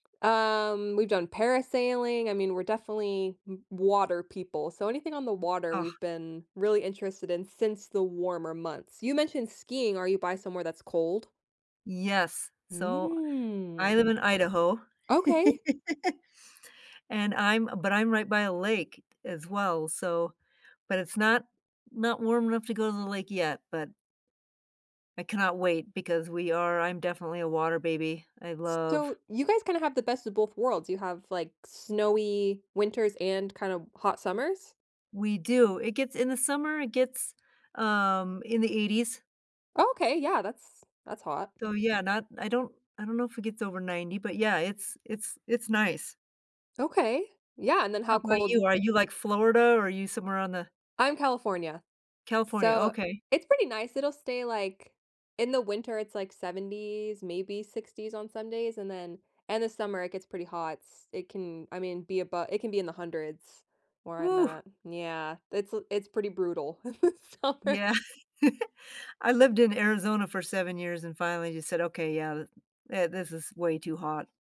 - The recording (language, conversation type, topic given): English, unstructured, What do you like doing for fun with friends?
- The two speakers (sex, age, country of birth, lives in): female, 30-34, United States, United States; female, 60-64, United States, United States
- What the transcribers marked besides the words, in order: drawn out: "Mm"; laugh; other background noise; "Stow" said as "So"; tapping; laughing while speaking: "in the summer"; laughing while speaking: "Yeah"; chuckle